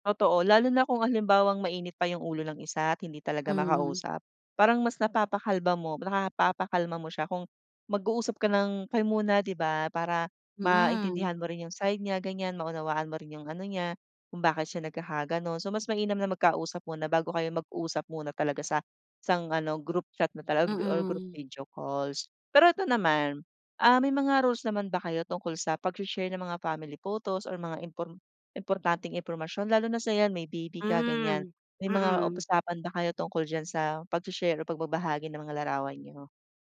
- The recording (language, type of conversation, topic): Filipino, podcast, Paano mo pinananatiling matibay ang ugnayan mo sa pamilya gamit ang teknolohiya?
- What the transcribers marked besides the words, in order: none